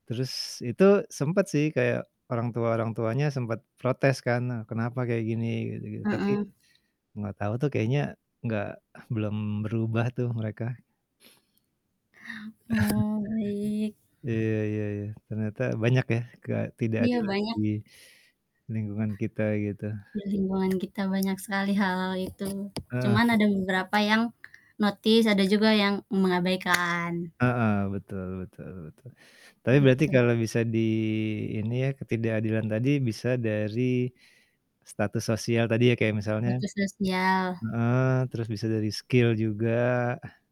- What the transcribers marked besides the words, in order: chuckle; tapping; static; other background noise; in English: "notice"; in English: "skill"
- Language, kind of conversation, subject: Indonesian, unstructured, Apa yang kamu lakukan ketika melihat ketidakadilan di sekitarmu?